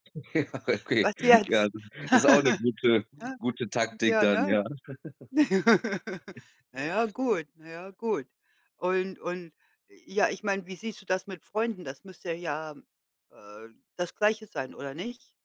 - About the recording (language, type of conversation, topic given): German, unstructured, Wie wichtig ist Ehrlichkeit in einer Beziehung für dich?
- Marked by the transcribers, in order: chuckle; laughing while speaking: "Ja, okay"; chuckle; other background noise; chuckle